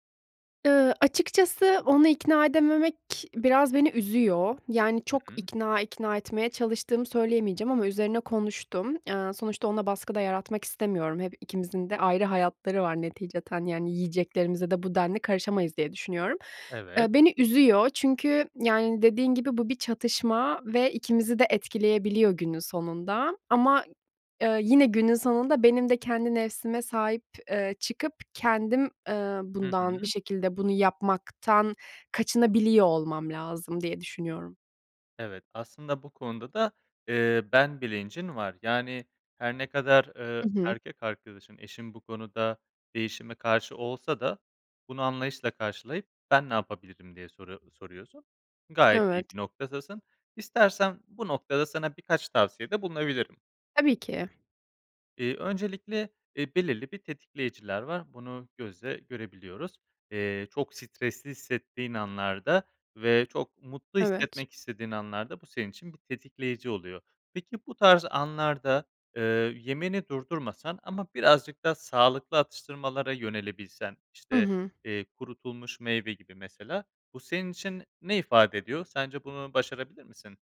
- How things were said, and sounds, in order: other background noise; tapping
- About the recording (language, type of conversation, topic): Turkish, advice, Stresle başa çıkarken sağlıksız alışkanlıklara neden yöneliyorum?